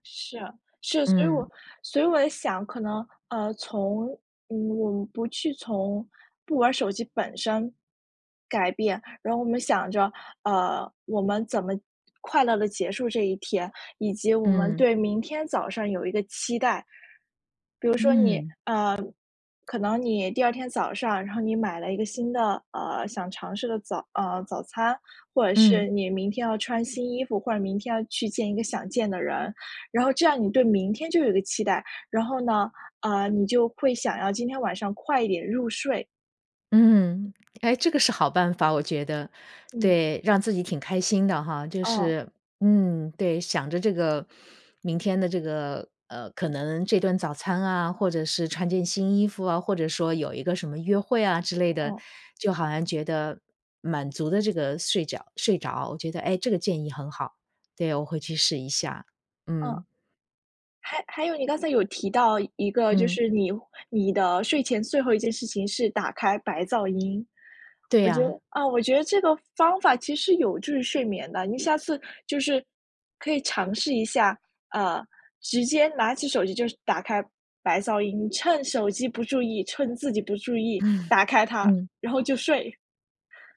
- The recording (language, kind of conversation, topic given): Chinese, advice, 你晚上刷手机导致睡眠不足的情况是怎样的？
- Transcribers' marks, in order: tapping; chuckle; other background noise